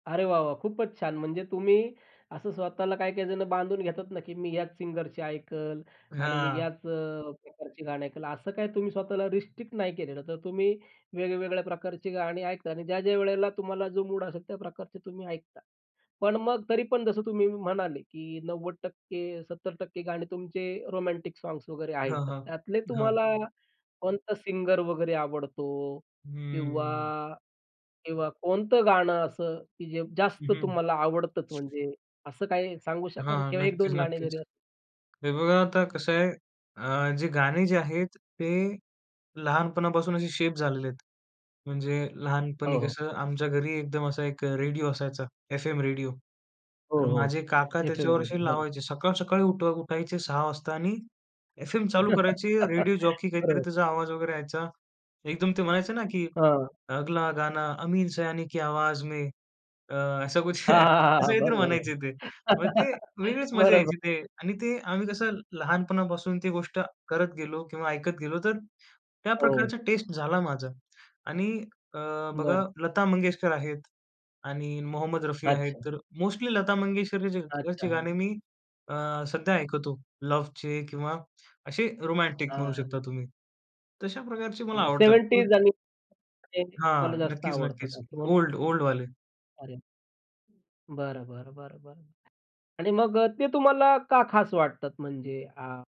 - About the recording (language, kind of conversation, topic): Marathi, podcast, कोणतं गाणं ऐकून तुमचा मूड लगेच बदलतो?
- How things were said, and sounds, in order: tapping; other background noise; laugh; in English: "अगला गाना अमीन सयानी की आवाज में. अ, असं कुछ"; laughing while speaking: "असं कुछ"; laughing while speaking: "बरं, बरं, बरं. बरोबर"; other noise